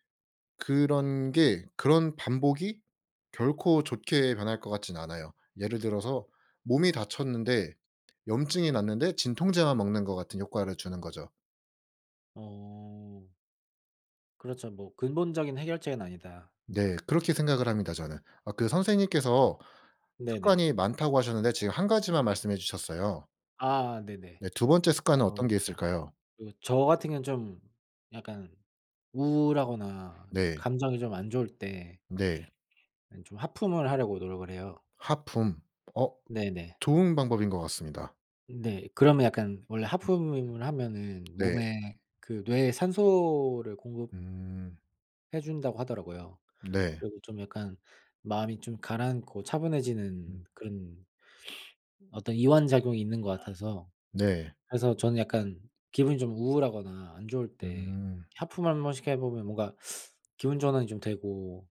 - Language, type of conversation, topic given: Korean, unstructured, 좋은 감정을 키우기 위해 매일 실천하는 작은 습관이 있으신가요?
- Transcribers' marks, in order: tapping; other background noise; sniff